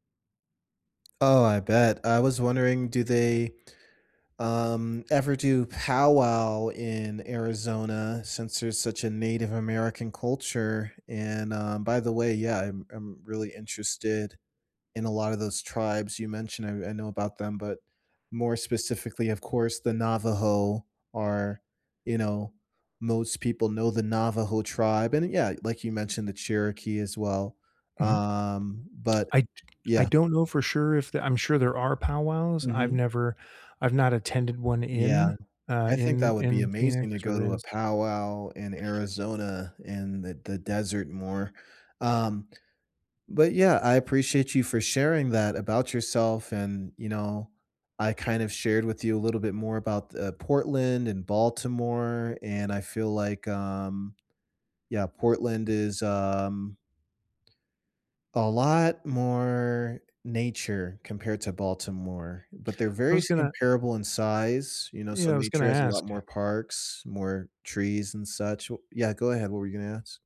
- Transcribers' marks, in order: tsk; other noise; tapping
- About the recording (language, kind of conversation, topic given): English, unstructured, How do the two cities you love most compare, and why do they stay with you?
- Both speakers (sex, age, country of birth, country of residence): male, 35-39, United States, United States; male, 45-49, United States, United States